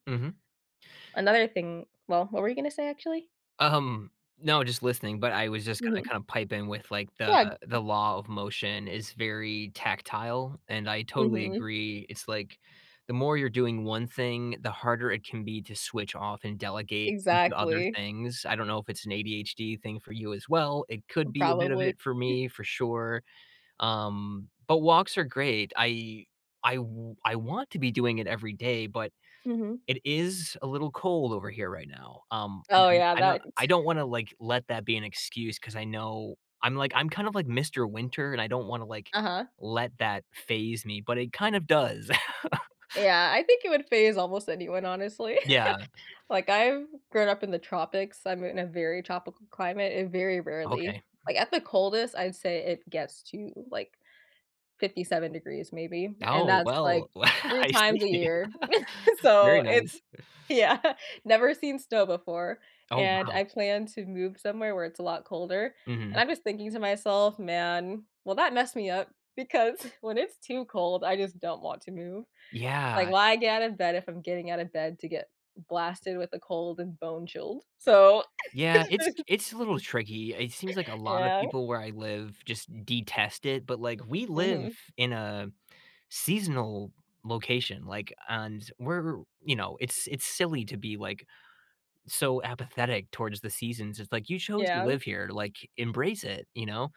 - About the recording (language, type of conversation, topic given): English, unstructured, What small daily ritual should I adopt to feel like myself?
- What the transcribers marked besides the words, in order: other background noise; chuckle; laughing while speaking: "That"; laugh; chuckle; laugh; laughing while speaking: "I see"; laugh; chuckle; laughing while speaking: "Yeah"; tapping; laughing while speaking: "Because"; laugh; laughing while speaking: "Yeah"